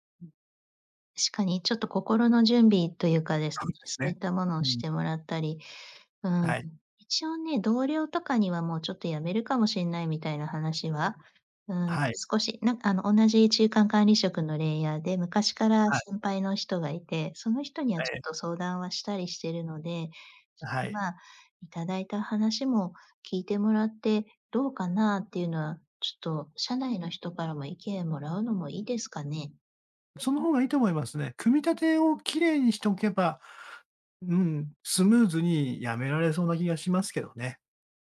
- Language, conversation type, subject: Japanese, advice, 現職の会社に転職の意思をどのように伝えるべきですか？
- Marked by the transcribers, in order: in English: "レイヤー"